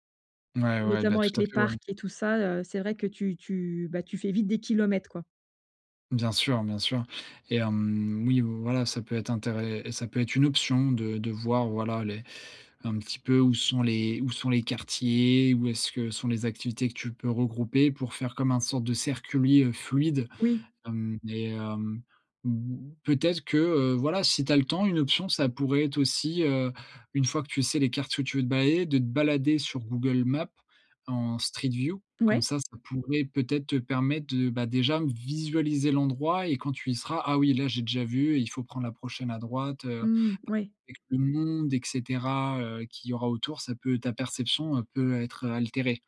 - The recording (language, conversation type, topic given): French, advice, Comment profiter au mieux de ses voyages quand on a peu de temps ?
- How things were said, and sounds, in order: drawn out: "hem"; stressed: "option"; "circuit" said as "cercluit"; in English: "Street View"; stressed: "visualiser"; other background noise; stressed: "monde"